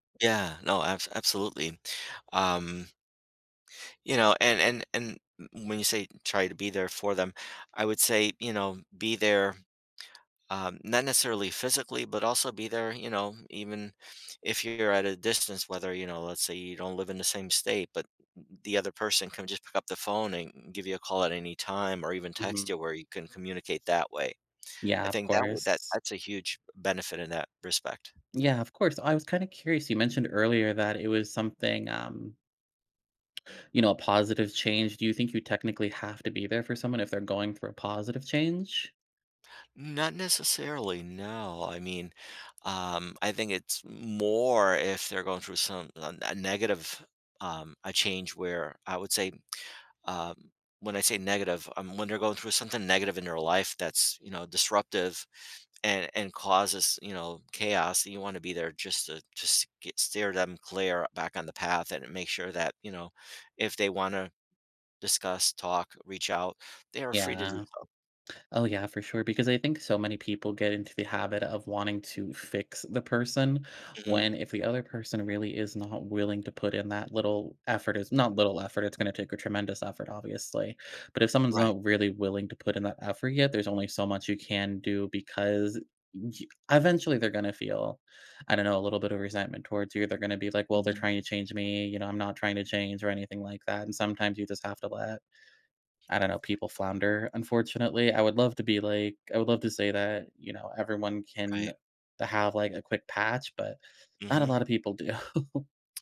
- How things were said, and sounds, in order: laughing while speaking: "do"
- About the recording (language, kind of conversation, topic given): English, unstructured, How can I stay connected when someone I care about changes?